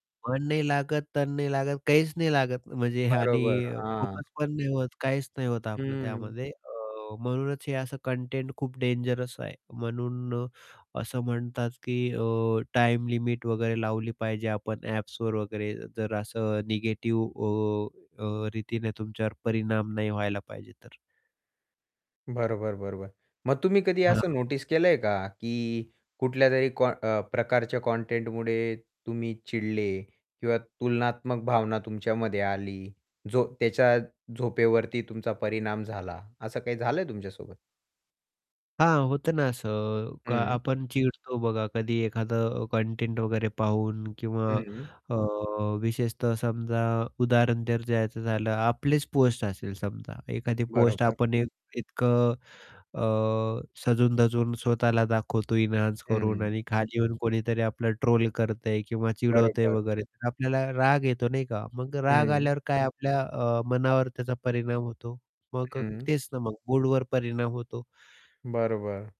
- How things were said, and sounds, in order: tapping; chuckle; in English: "डेंजरस"; static; distorted speech; in English: "नोटीस"; in English: "एन्हान्स"
- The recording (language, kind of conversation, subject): Marathi, podcast, सोशल मिडियाचा वापर केल्याने तुमच्या मनःस्थितीवर काय परिणाम होतो?